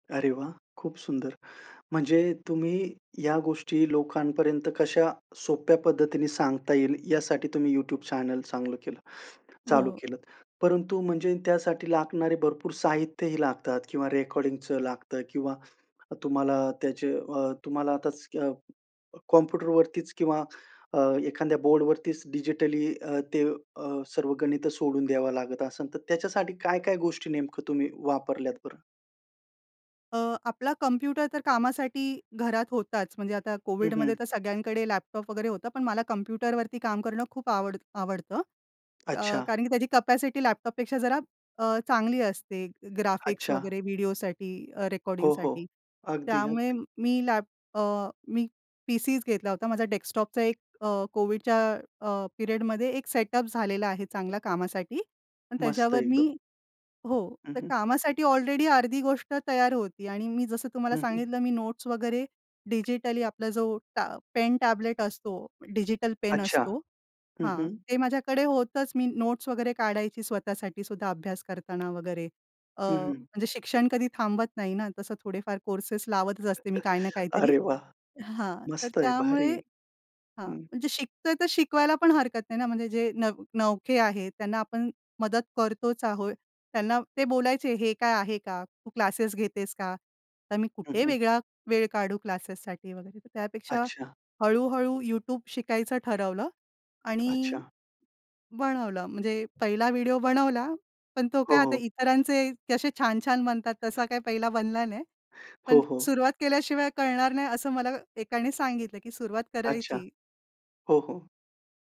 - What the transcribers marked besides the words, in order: tapping; in English: "ग्राफिक्स"; in English: "डेस्कटॉपचा"; in English: "पिरियडमध्ये"; in English: "नोट्स"; in English: "टॅबलेट"; in English: "नोट्स"; chuckle
- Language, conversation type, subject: Marathi, podcast, तुमची आवडती सर्जनशील हौस कोणती आहे आणि तिच्याबद्दल थोडं सांगाल का?